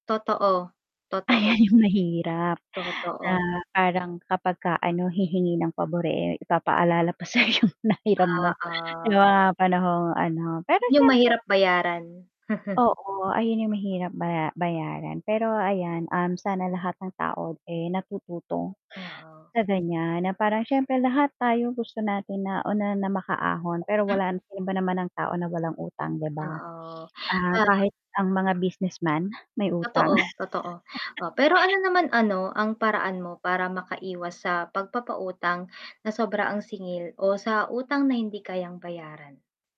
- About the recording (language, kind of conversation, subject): Filipino, unstructured, Ano ang pananaw mo sa pagpapautang na may mataas na interes, at ano ang palagay mo sa mga taong nangungutang kahit hindi nila kayang magbayad?
- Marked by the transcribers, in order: laughing while speaking: "Ayan 'yong mahirap"; static; laughing while speaking: "pa sayo 'yong nahiram mo"; chuckle; tapping; unintelligible speech; laugh